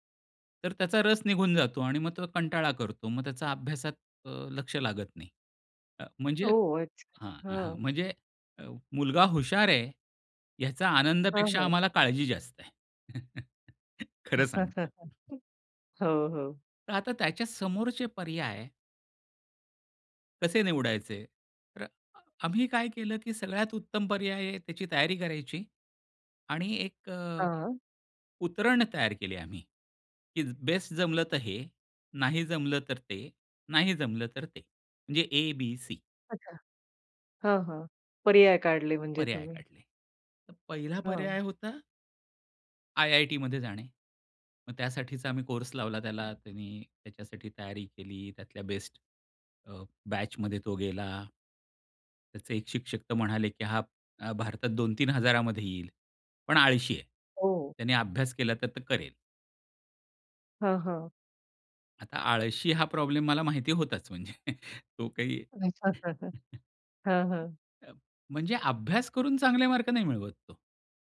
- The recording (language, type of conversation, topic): Marathi, podcast, पर्याय जास्त असतील तर तुम्ही कसे निवडता?
- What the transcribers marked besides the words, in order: chuckle; other background noise; laughing while speaking: "म्हणजे तो काही"; unintelligible speech; chuckle; unintelligible speech